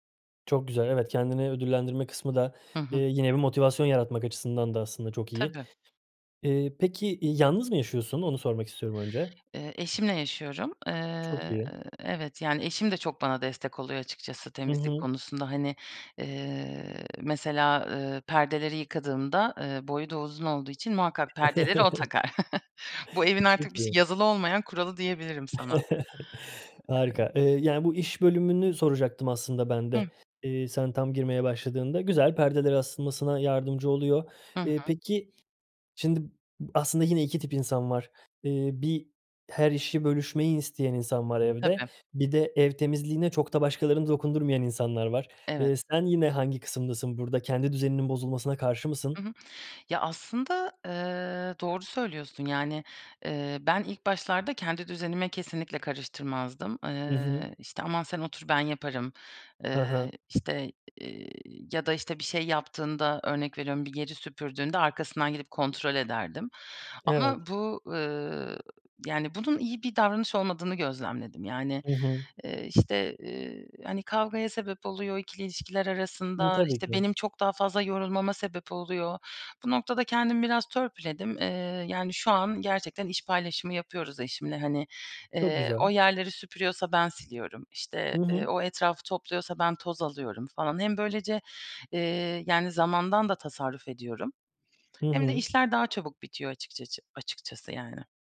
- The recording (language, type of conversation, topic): Turkish, podcast, Haftalık temizlik planını nasıl oluşturuyorsun?
- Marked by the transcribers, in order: chuckle; chuckle; other noise; tapping